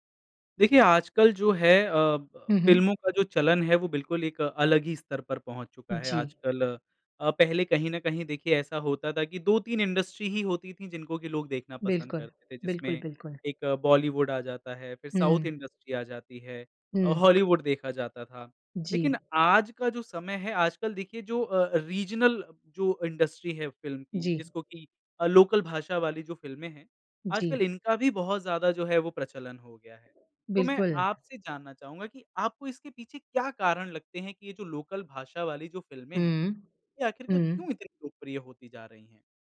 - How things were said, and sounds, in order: in English: "इंडस्ट्री"; in English: "साउथ इंडस्ट्री"; in English: "रीजनल"; in English: "इंडस्ट्री"; in English: "लोकल"; in English: "लोकल"
- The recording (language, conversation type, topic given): Hindi, podcast, आजकल स्थानीय भाषा की फिल्में ज़्यादा लोकप्रिय क्यों हो रही हैं, आपके विचार क्या हैं?